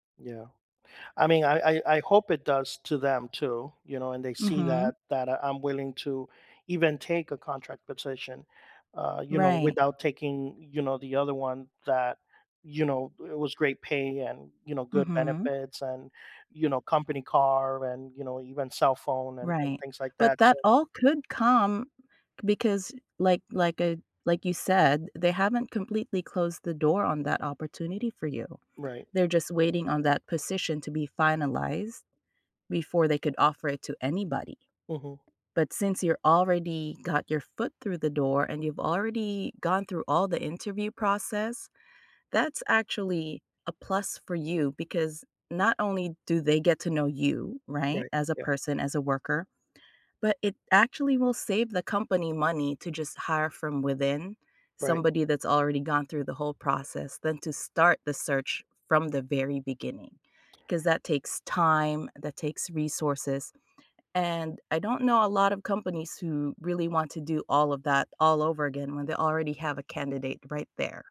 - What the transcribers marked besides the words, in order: none
- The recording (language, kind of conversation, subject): English, advice, How can I cope with being passed over for a job and improve my chances going forward?
- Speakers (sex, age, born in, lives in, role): female, 40-44, Philippines, United States, advisor; male, 45-49, United States, United States, user